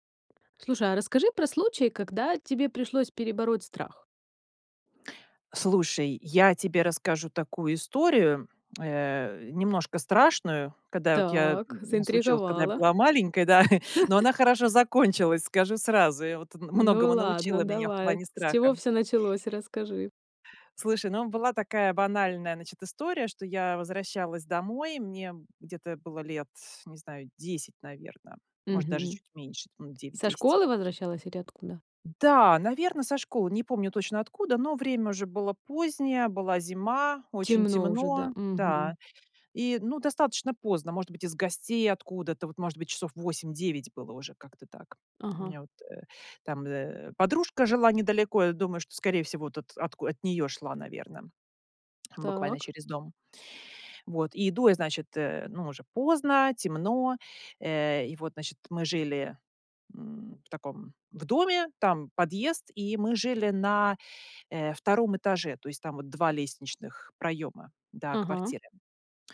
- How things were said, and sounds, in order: tapping; other background noise; chuckle
- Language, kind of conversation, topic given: Russian, podcast, Расскажи про случай, когда пришлось перебороть страх?